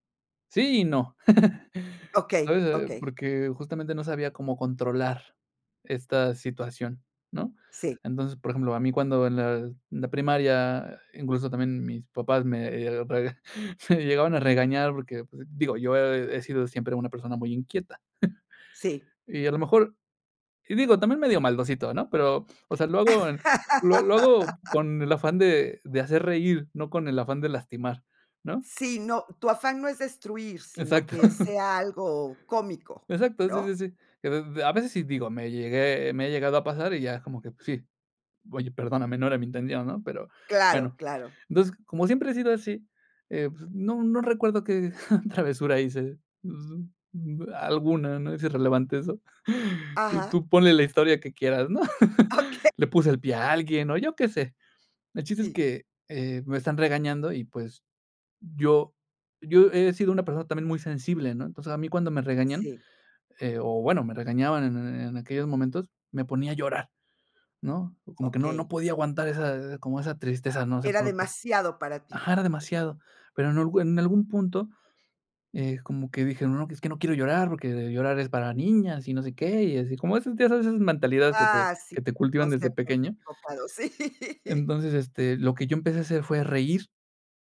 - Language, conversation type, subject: Spanish, podcast, ¿Qué significa para ti ser auténtico al crear?
- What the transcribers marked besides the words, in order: chuckle; chuckle; other background noise; laugh; chuckle; laugh; laughing while speaking: "Okey"; inhale; laughing while speaking: "Sí"